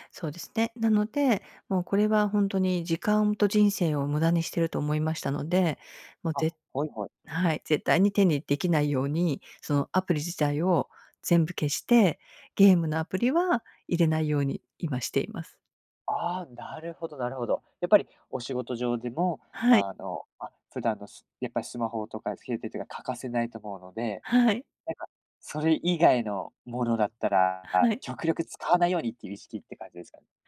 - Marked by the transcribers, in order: none
- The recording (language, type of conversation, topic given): Japanese, podcast, デジタルデトックスを試したことはありますか？